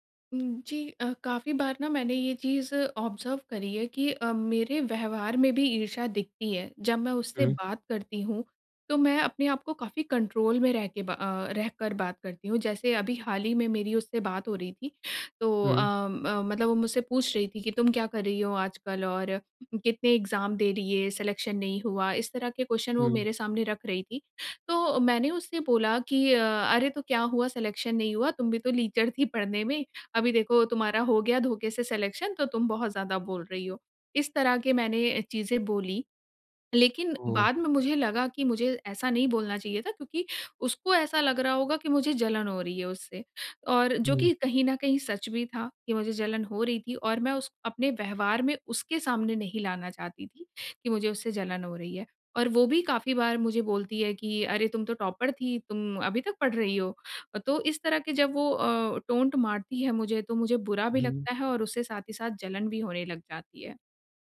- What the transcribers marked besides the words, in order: in English: "ऑब्जर्व"; in English: "कंट्रोल"; in English: "एक्जाम"; in English: "सिलेक्शन"; in English: "क्वेश्चन"; in English: "सिलेक्शन"; in English: "सिलेक्शन"; in English: "टॉपर"; in English: "टोंट"
- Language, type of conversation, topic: Hindi, advice, ईर्ष्या के बावजूद स्वस्थ दोस्ती कैसे बनाए रखें?